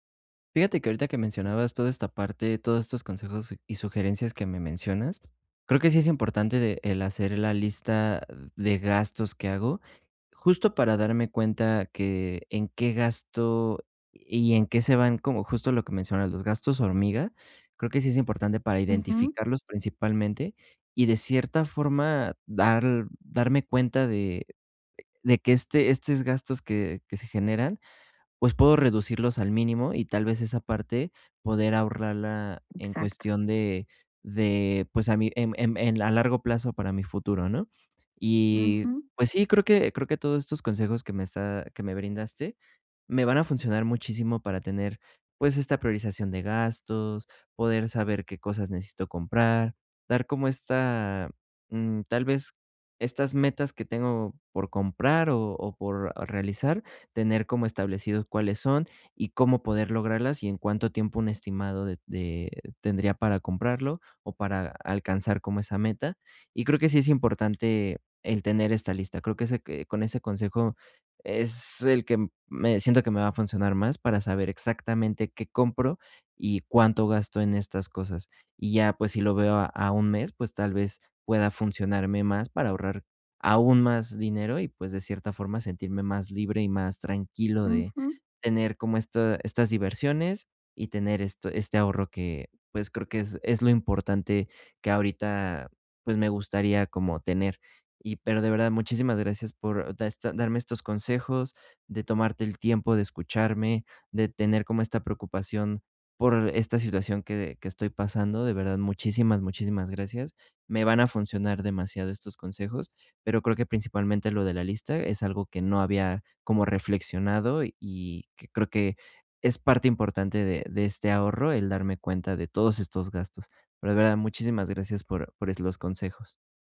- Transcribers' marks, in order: other background noise; tapping; other noise
- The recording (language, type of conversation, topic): Spanish, advice, ¿Cómo puedo equilibrar el ahorro y mi bienestar sin sentir que me privo de lo que me hace feliz?